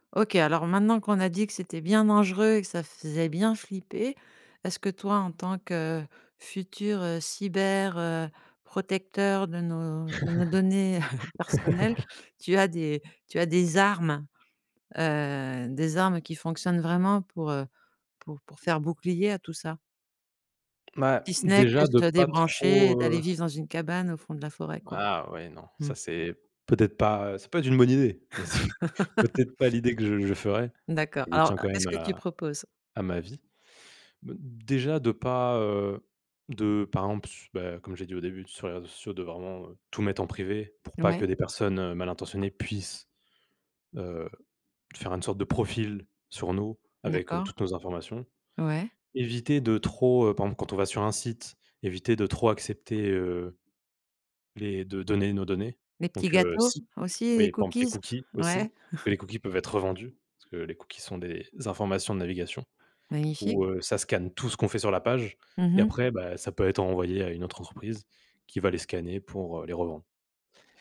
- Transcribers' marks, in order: laugh; chuckle; other background noise; laugh; chuckle; chuckle
- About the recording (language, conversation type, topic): French, podcast, Comment la vie privée peut-elle résister à l’exploitation de nos données personnelles ?